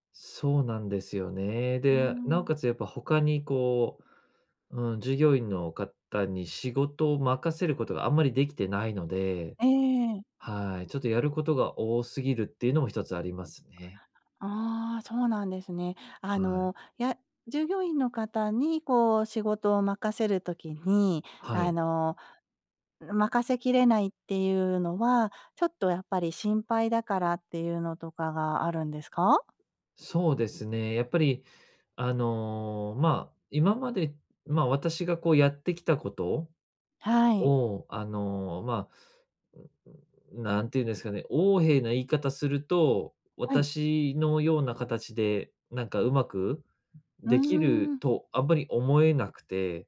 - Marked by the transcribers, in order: groan; other noise
- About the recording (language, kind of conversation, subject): Japanese, advice, 仕事量が多すぎるとき、どうやって適切な境界線を設定すればよいですか？